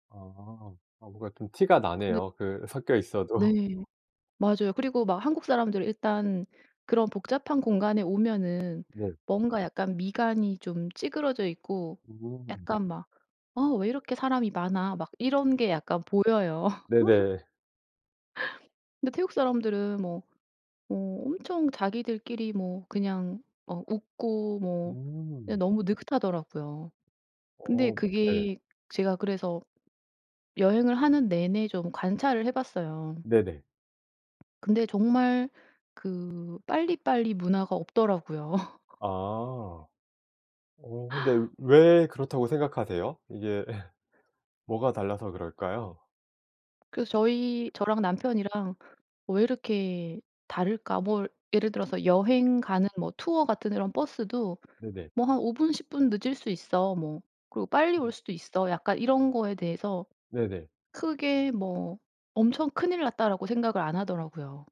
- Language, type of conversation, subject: Korean, podcast, 여행 중 낯선 사람에게서 문화 차이를 배웠던 경험을 이야기해 주실래요?
- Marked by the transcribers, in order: tapping; laughing while speaking: "있어도"; other background noise; laugh; laugh; laugh